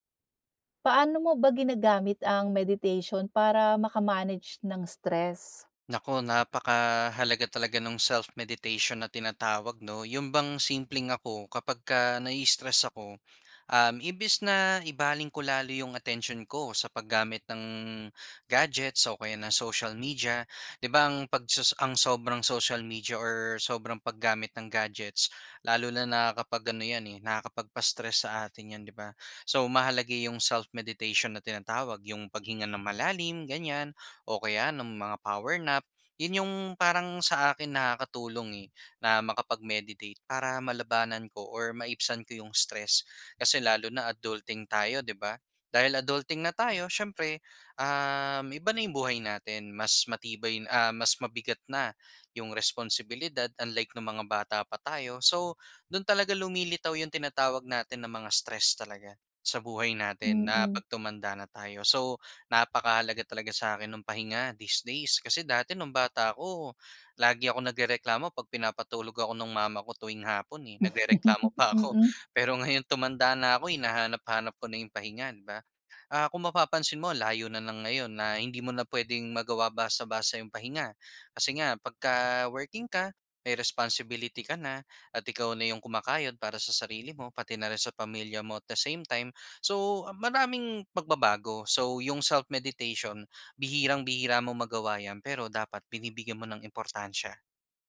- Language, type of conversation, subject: Filipino, podcast, Paano mo ginagamit ang pagmumuni-muni para mabawasan ang stress?
- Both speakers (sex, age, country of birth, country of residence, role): female, 40-44, Philippines, United States, host; male, 25-29, Philippines, Philippines, guest
- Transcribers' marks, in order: horn; laughing while speaking: "Nagrereklamo pa ako"; chuckle; in English: "at the same time"; tapping; other background noise